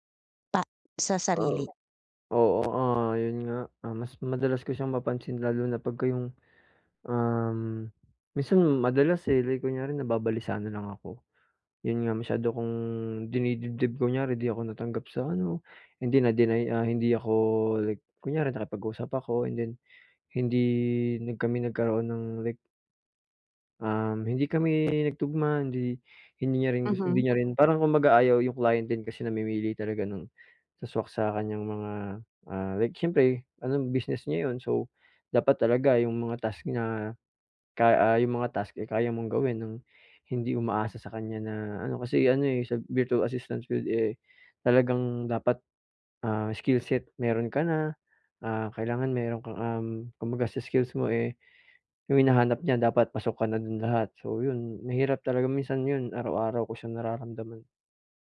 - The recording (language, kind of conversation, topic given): Filipino, advice, Paano ko mapagmamasdan ang aking isip nang hindi ako naaapektuhan?
- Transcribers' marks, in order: other background noise